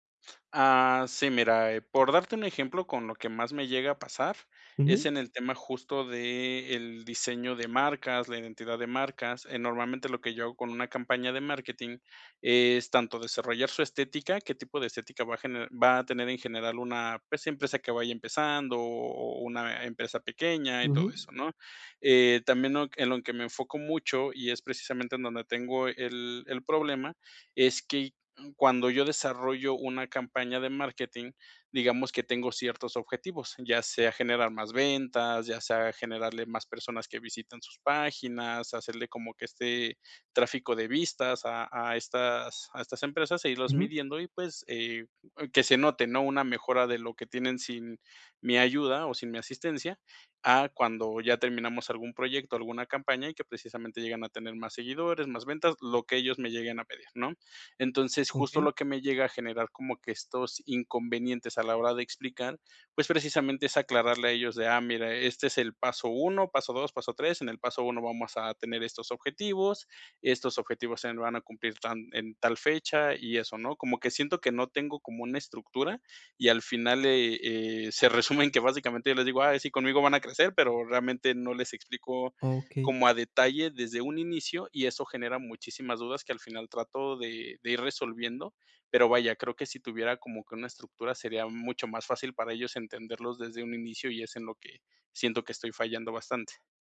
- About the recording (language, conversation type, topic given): Spanish, advice, ¿Cómo puedo organizar mis ideas antes de una presentación?
- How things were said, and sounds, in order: laughing while speaking: "básicamente"